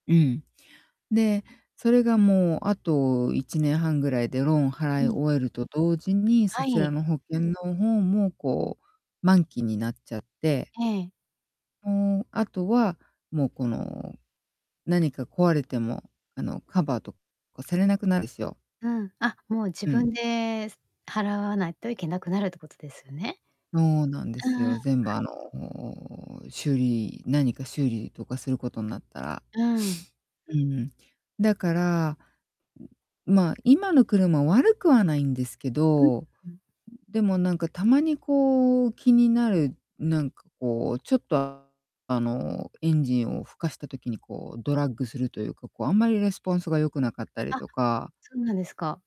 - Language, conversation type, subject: Japanese, advice, 買い物で何を選べばいいか迷ったときは、どうやって決めればいいですか？
- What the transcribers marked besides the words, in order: distorted speech; tapping; in English: "レスポンス"